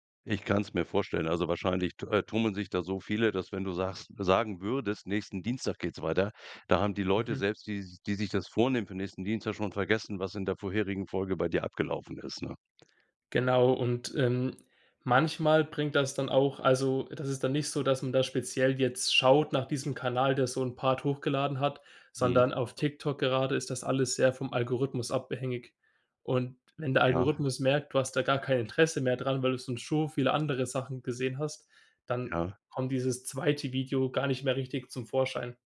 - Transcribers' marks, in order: other background noise
- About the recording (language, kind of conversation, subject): German, podcast, Wie verändern soziale Medien die Art, wie Geschichten erzählt werden?
- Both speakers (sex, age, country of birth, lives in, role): male, 20-24, Germany, Germany, guest; male, 65-69, Germany, Germany, host